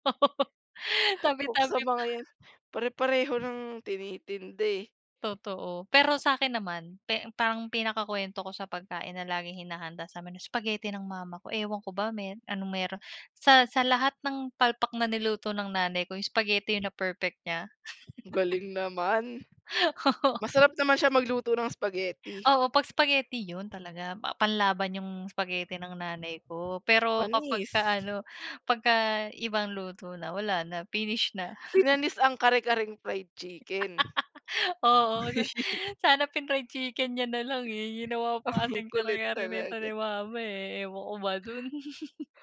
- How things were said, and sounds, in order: chuckle; chuckle; laughing while speaking: "Oo"; chuckle; chuckle
- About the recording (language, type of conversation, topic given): Filipino, unstructured, Anong pagkain ang nagpapabalik sa iyo sa mga alaala ng pagkabata?